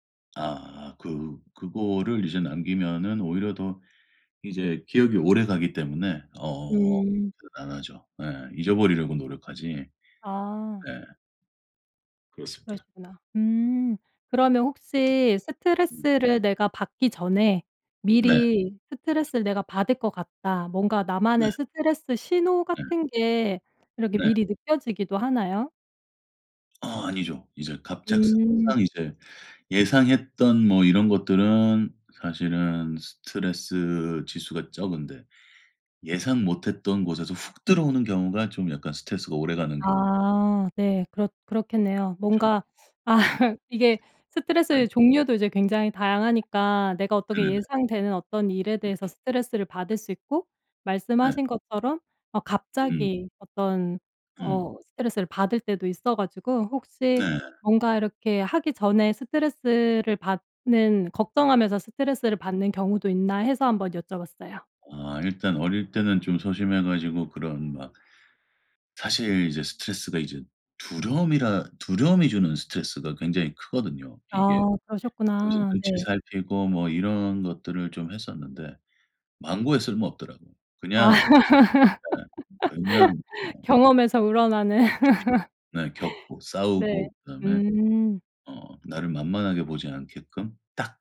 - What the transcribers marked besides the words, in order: other background noise; laughing while speaking: "아"; tapping; laughing while speaking: "아"; laugh; unintelligible speech; laugh
- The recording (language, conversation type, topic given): Korean, podcast, 스트레스를 받을 때는 보통 어떻게 푸시나요?